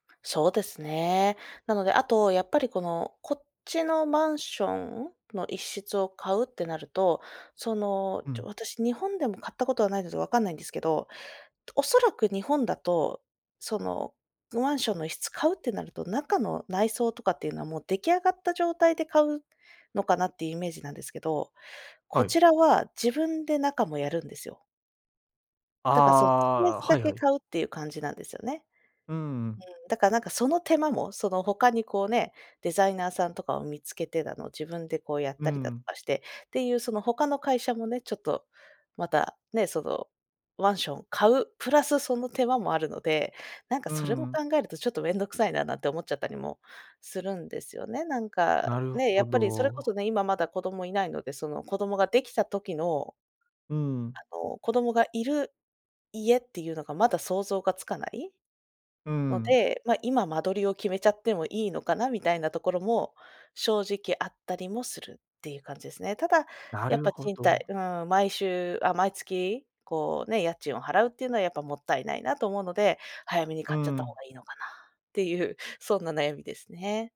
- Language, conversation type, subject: Japanese, advice, 住宅を買うべきか、賃貸を続けるべきか迷っていますが、どう判断すればいいですか?
- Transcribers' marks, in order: none